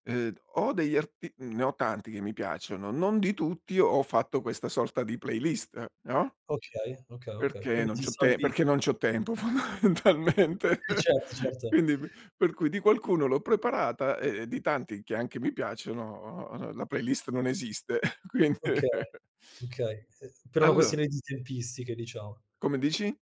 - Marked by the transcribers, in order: laughing while speaking: "fondamentalmente"; "Sì" said as "ì"; chuckle; laughing while speaking: "quind"
- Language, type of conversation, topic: Italian, podcast, Che playlist metti per un viaggio in macchina?